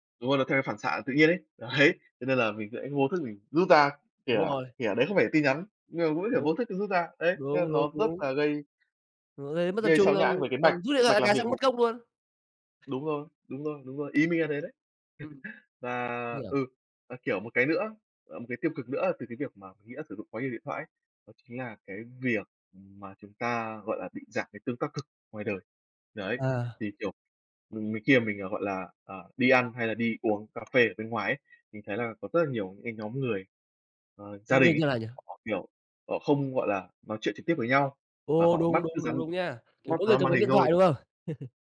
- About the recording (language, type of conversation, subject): Vietnamese, unstructured, Làm thế nào điện thoại thông minh ảnh hưởng đến cuộc sống hằng ngày của bạn?
- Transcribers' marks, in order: laughing while speaking: "Đấy"; other background noise; tapping; laugh; unintelligible speech; laugh